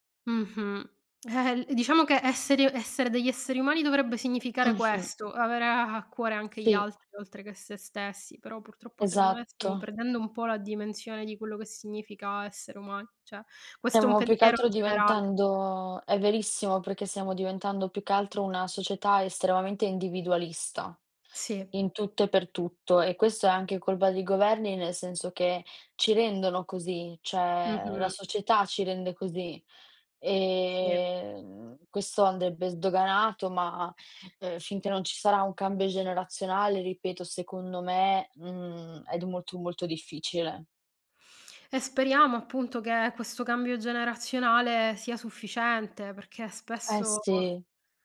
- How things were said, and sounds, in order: other background noise; "cioè" said as "ceh"; "Cioè" said as "ceh"
- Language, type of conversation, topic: Italian, unstructured, Secondo te, perché molte persone nascondono la propria tristezza?
- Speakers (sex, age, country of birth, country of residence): female, 20-24, Italy, Italy; female, 40-44, Italy, Italy